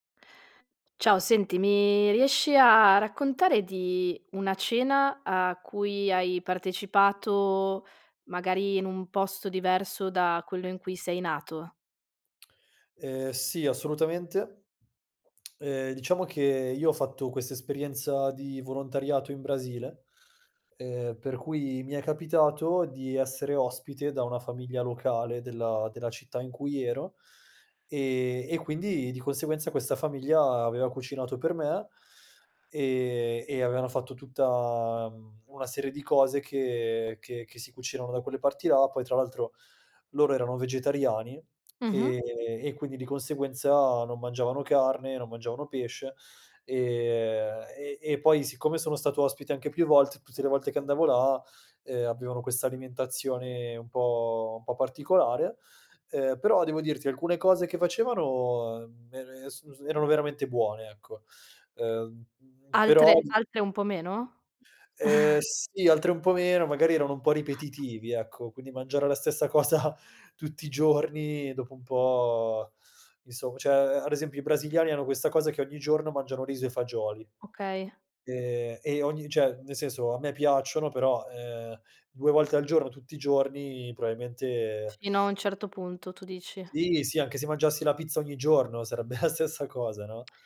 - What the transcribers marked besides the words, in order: tsk; other background noise; chuckle; laughing while speaking: "cosa"; "cioè" said as "ceh"; laughing while speaking: "sarebbe"
- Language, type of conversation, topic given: Italian, podcast, Hai mai partecipato a una cena in una famiglia locale?